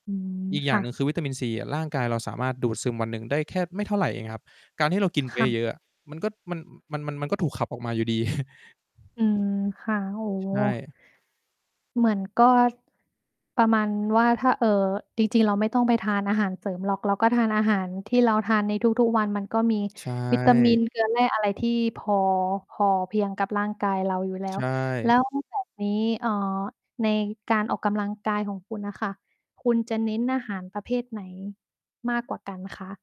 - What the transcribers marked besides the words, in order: static; other background noise; distorted speech; chuckle
- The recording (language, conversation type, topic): Thai, podcast, คุณควรเริ่มออกกำลังกายครั้งแรกอย่างไรเพื่อไม่ให้ท้อ?